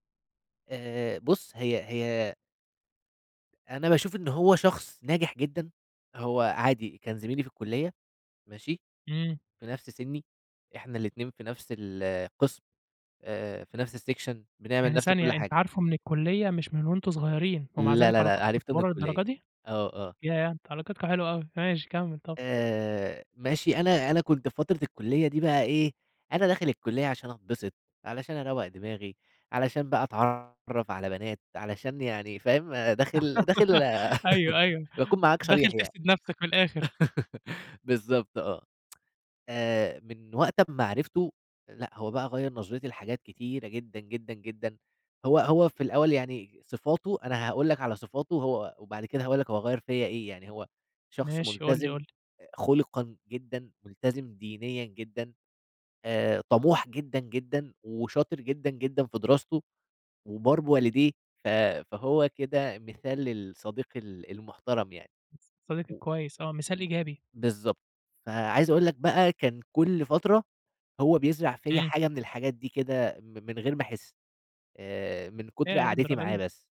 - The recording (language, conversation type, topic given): Arabic, podcast, إزاي تختار العلاقات اللي بتدعم نموّك؟
- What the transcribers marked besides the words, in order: in English: "السكشن"; giggle; laugh; tsk